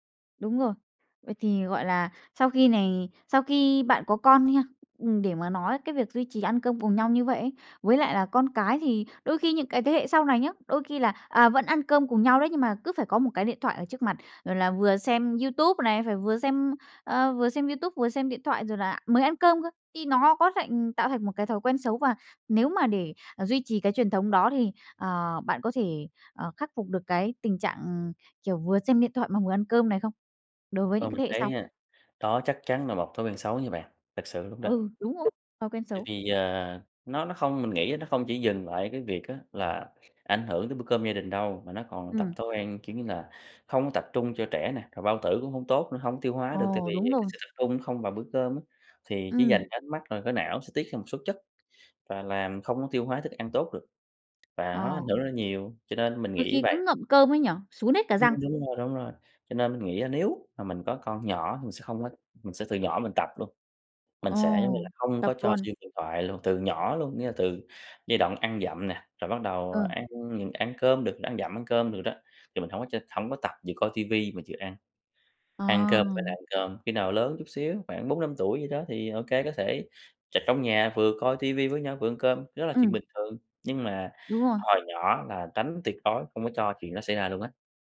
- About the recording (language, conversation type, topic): Vietnamese, podcast, Gia đình bạn có truyền thống nào khiến bạn nhớ mãi không?
- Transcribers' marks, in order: other background noise; tapping